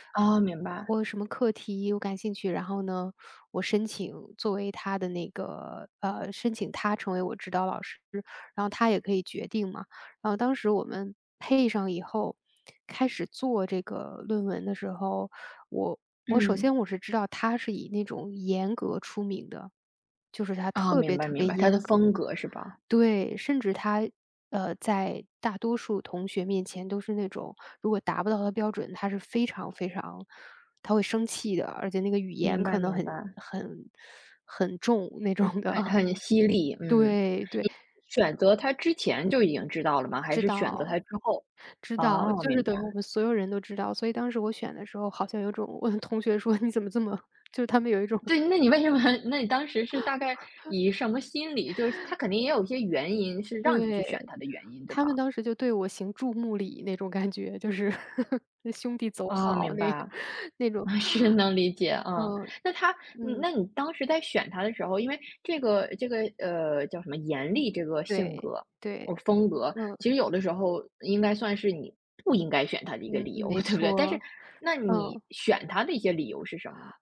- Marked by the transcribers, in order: laughing while speaking: "那种的"; chuckle; laughing while speaking: "为什么"; laugh; chuckle; laughing while speaking: "嗯，是，能理解"; laughing while speaking: "那 那种"; laughing while speaking: "对不对？"
- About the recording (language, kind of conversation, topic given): Chinese, podcast, 能不能说说导师给过你最实用的建议？